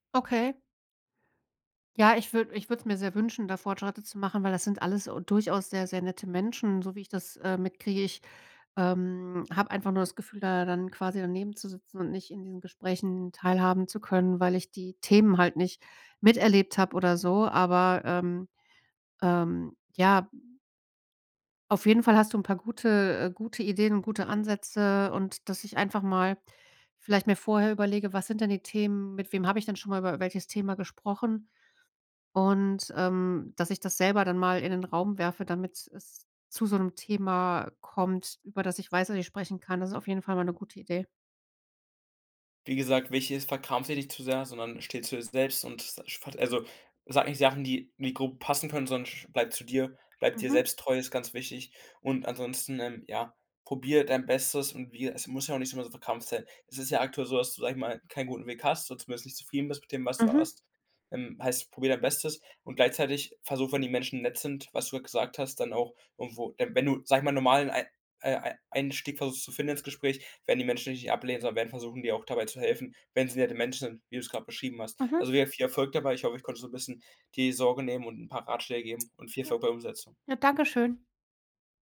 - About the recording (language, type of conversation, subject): German, advice, Warum fühle ich mich auf Partys und Feiern oft ausgeschlossen?
- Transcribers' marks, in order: unintelligible speech